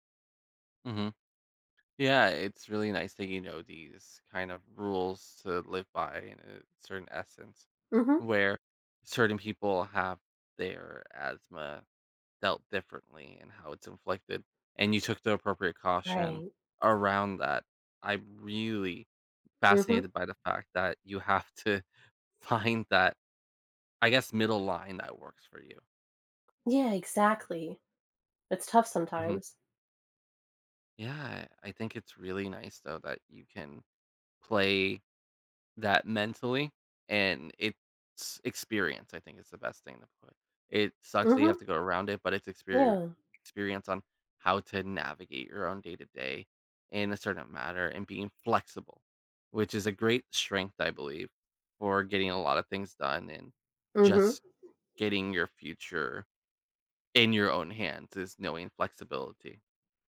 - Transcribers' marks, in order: tapping; laughing while speaking: "find"; stressed: "flexible"; other background noise
- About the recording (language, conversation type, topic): English, unstructured, How can I balance enjoying life now and planning for long-term health?